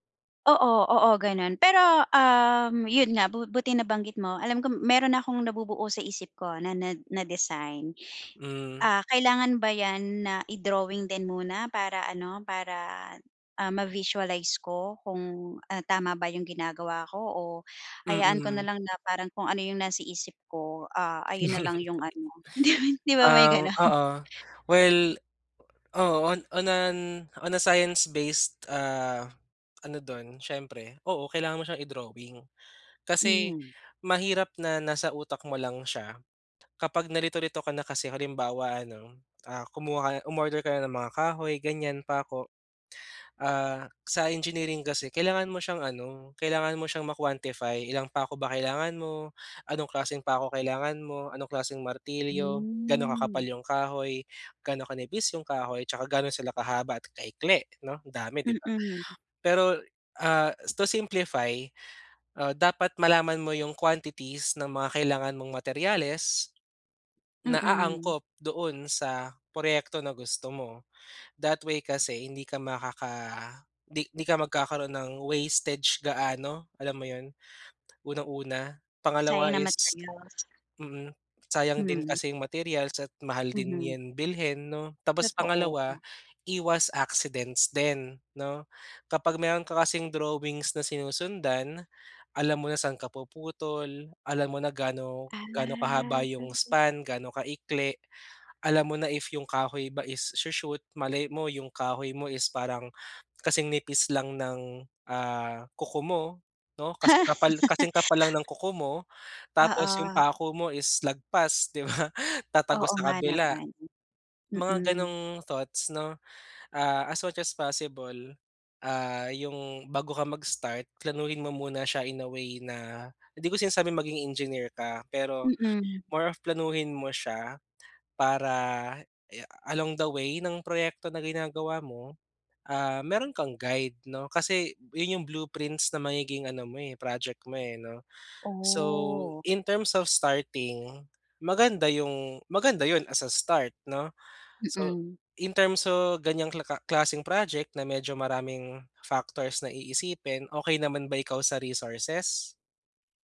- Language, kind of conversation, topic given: Filipino, advice, Paano ako makakahanap ng oras para sa proyektong kinahihiligan ko?
- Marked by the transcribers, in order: laugh; tapping; laughing while speaking: "hindi, 'di ba may gano'n?"; laugh